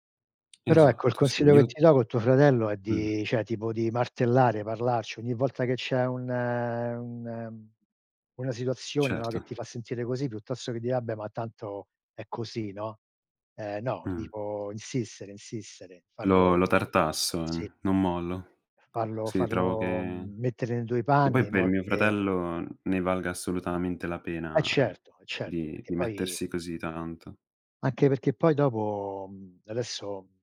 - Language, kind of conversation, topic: Italian, unstructured, Come si costruisce la fiducia in una relazione?
- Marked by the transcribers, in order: tapping; background speech; "cioè" said as "ceh"; other background noise; drawn out: "un un"; drawn out: "pena"; drawn out: "dopo"